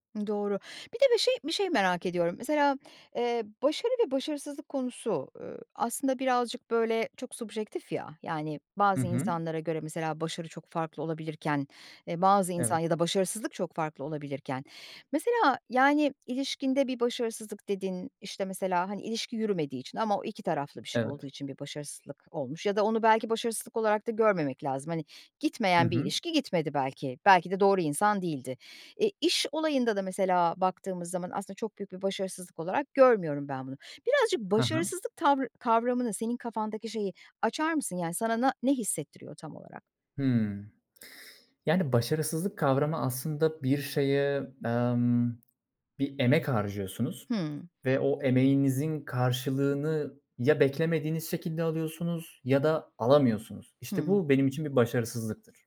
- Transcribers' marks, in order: tapping
- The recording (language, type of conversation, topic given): Turkish, podcast, Başarısızlıktan öğrendiğin en önemli ders nedir?